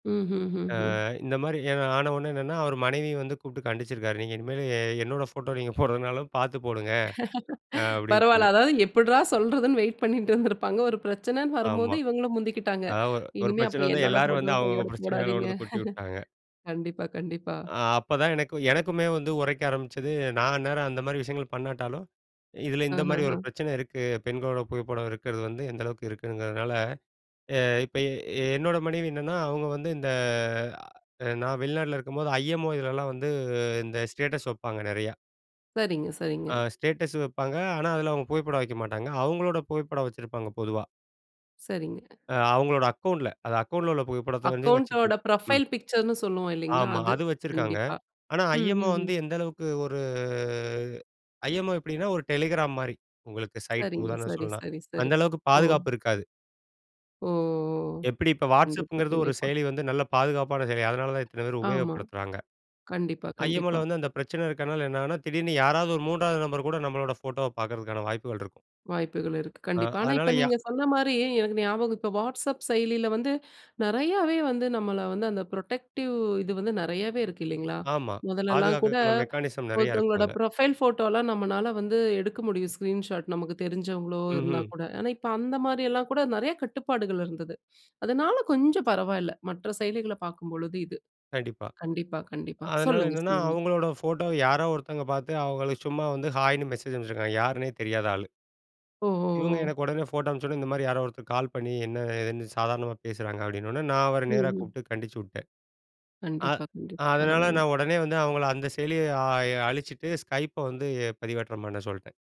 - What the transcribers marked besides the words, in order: laughing while speaking: "என்னோட ஃபோட்டோ"; laugh; laugh; in English: "புரொஃபைல் பிக்சர்ன்னு"; drawn out: "ஒரு"; other noise; in English: "புரொடெக்டிவ்"; in English: "ப்ரொஃபைல்"
- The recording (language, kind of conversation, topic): Tamil, podcast, சமூக ஊடகங்கள் உறவுகளுக்கு நன்மையா, தீமையா?